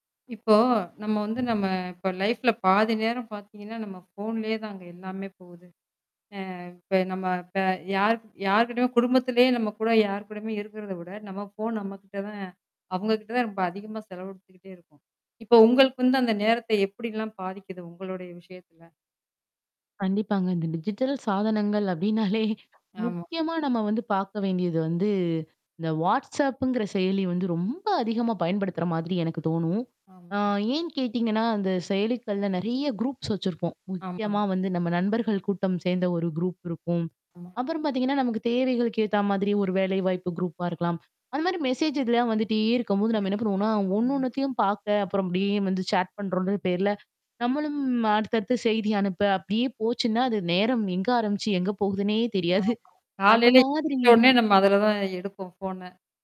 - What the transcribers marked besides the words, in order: static; in English: "லைஃப்ல"; in English: "ஃபோன்லேயே"; in English: "ஃபோன்"; laughing while speaking: "இந்த டிஜிட்டல் சாதனங்கள் அப்படினாலே"; in English: "டிஜிட்டல்"; other background noise; distorted speech; in English: "குரூப்ஸ்"; in English: "குரூப்"; in English: "குரூப்பா"; in English: "மெசேஜ்"; in English: "சேட்"; laughing while speaking: "எங்க போகுதுன்னே தெரியாது"; in English: "ஃபோன"
- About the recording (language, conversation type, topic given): Tamil, podcast, டிஜிட்டல் சாதனங்கள் உங்கள் நேரத்தை எப்படிப் பாதிக்கிறது என்று நீங்கள் நினைக்கிறீர்களா?